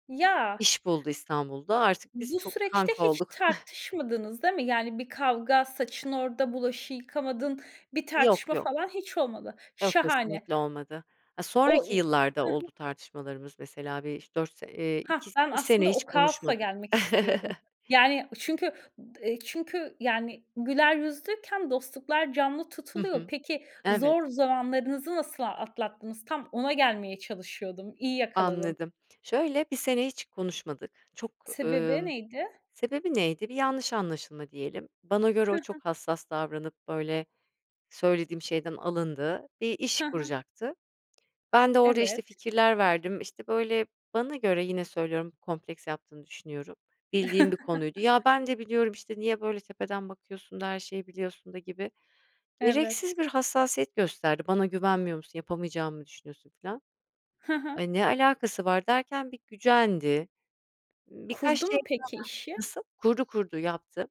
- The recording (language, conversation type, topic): Turkish, podcast, Dostluklarını nasıl canlı tutarsın?
- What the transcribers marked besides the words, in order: tapping; chuckle; other background noise; chuckle; lip smack; chuckle